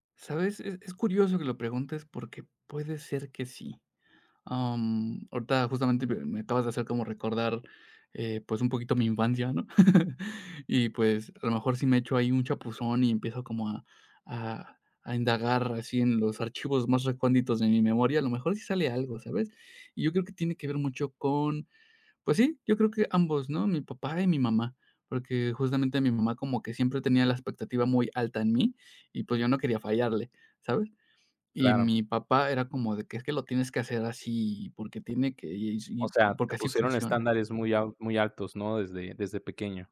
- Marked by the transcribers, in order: unintelligible speech; chuckle
- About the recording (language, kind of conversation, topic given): Spanish, advice, ¿Cómo puedo superar la parálisis por perfeccionismo que me impide avanzar con mis ideas?